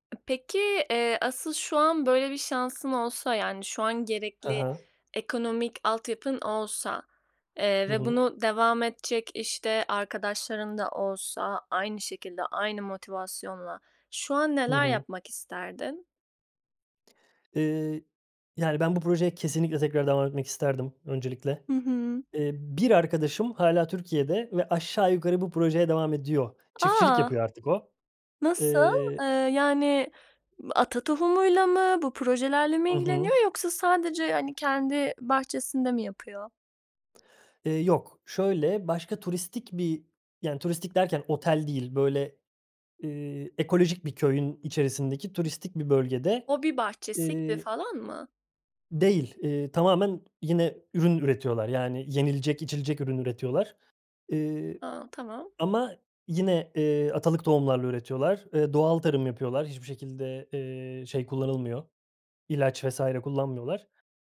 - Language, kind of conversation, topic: Turkish, podcast, En sevdiğin yaratıcı projen neydi ve hikâyesini anlatır mısın?
- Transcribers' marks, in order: tapping; background speech; other background noise